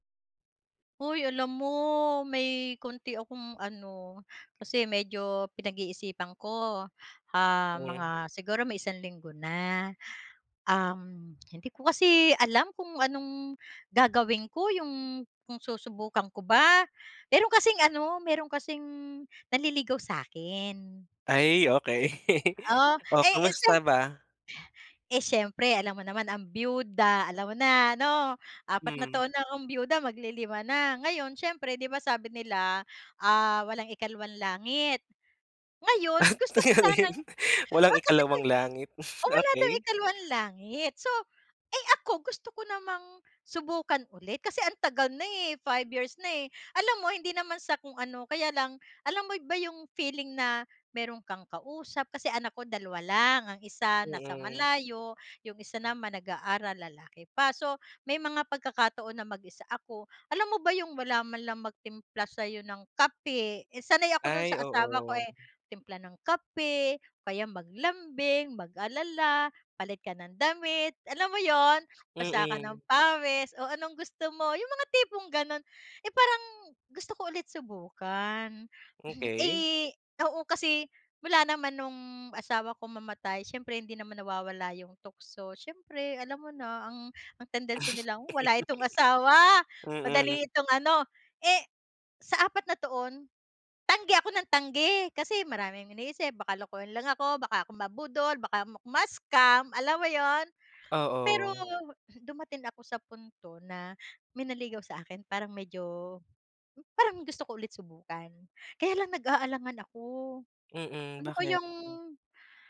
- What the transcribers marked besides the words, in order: laugh; unintelligible speech; chuckle; laugh
- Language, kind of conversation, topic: Filipino, advice, Bakit ako natatakot na subukan muli matapos ang paulit-ulit na pagtanggi?